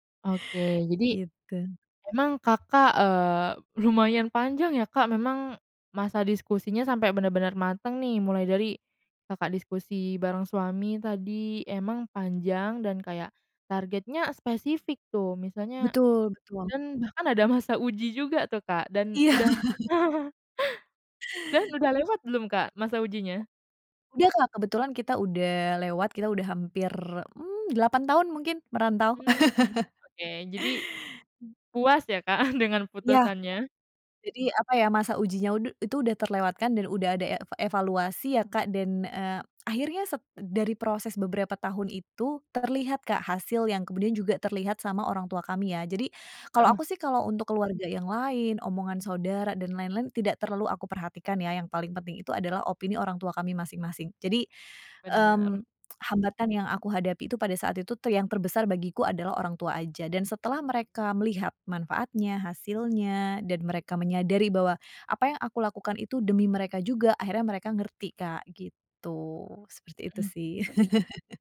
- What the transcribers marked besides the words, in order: laughing while speaking: "lumayan"; laughing while speaking: "masa"; chuckle; other background noise; chuckle; chuckle
- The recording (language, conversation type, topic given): Indonesian, podcast, Apa pengorbanan paling berat yang harus dilakukan untuk meraih sukses?